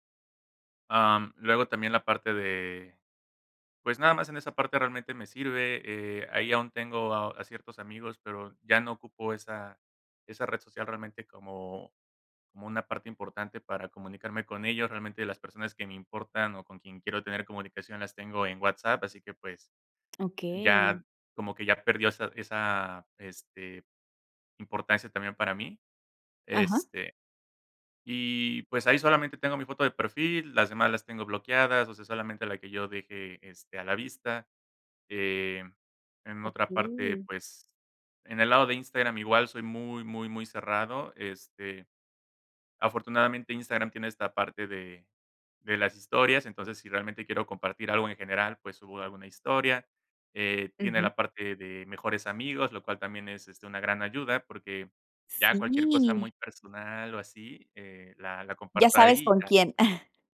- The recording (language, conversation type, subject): Spanish, podcast, ¿Qué límites pones entre tu vida en línea y la presencial?
- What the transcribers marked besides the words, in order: chuckle